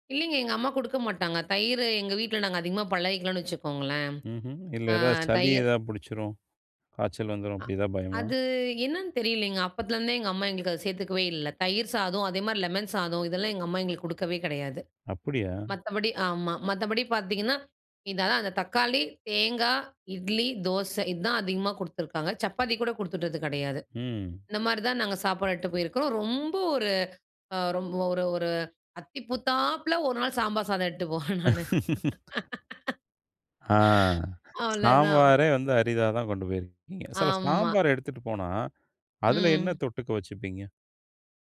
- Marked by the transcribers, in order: "கொடுத்ததே" said as "கொடுக்கவே"; laugh; laughing while speaking: "போவேன் நானு. அவ்வளோதான்"
- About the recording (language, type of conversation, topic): Tamil, podcast, பள்ளிக்காலத்தில் இருந்த உணவுச் சுவைகள் இன்று உன் சுவைபோக்காக மாறுவதற்கு என்ன காரணங்கள் இருந்தன?